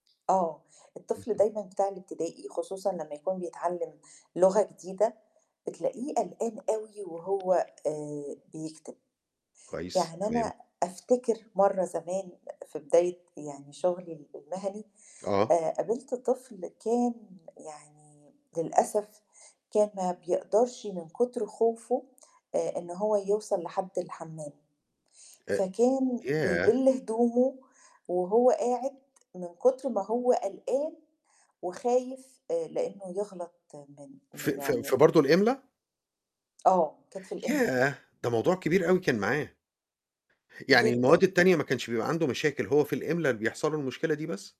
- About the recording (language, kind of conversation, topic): Arabic, podcast, إزاي نتعامل مع طالب خايف يغلط أو يفشل؟
- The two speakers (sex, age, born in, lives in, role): female, 40-44, Egypt, Greece, guest; male, 55-59, Egypt, United States, host
- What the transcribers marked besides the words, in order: tapping